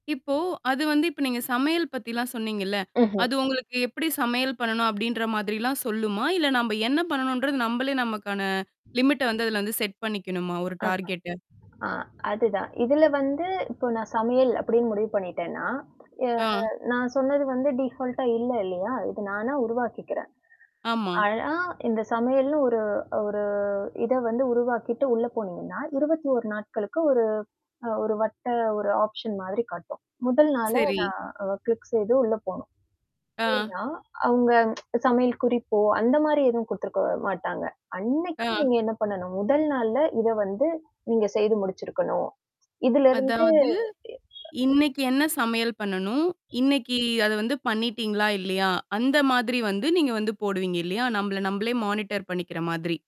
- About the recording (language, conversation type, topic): Tamil, podcast, உங்களுக்கு அதிகம் உதவிய உற்பத்தித் திறன் செயலிகள் எவை என்று சொல்ல முடியுமா?
- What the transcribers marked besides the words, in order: static; distorted speech; in English: "லிமிட்ட"; other background noise; in English: "செட்"; in English: "டார்கெட்ட?"; in English: "டீஃபால்டா"; "ஆனா" said as "ஆழா"; in English: "ஆப்ஷன்"; in English: "கிளிக்"; alarm; tsk; horn; in English: "மானிட்டர்"